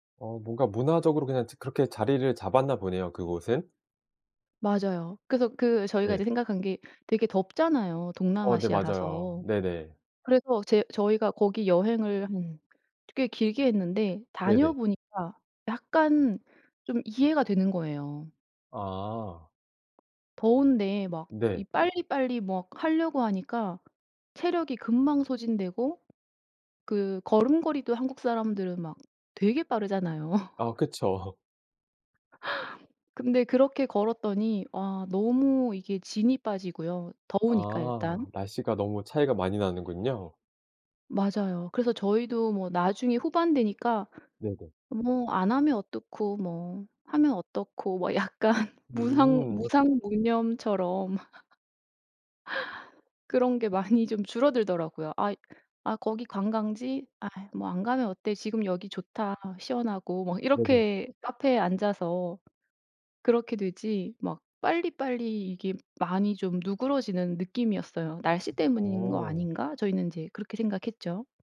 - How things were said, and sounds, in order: tapping; other background noise; laugh; laughing while speaking: "그쵸"; laughing while speaking: "뭐 약간 무상 무상무념처럼"; laugh
- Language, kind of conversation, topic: Korean, podcast, 여행 중 낯선 사람에게서 문화 차이를 배웠던 경험을 이야기해 주실래요?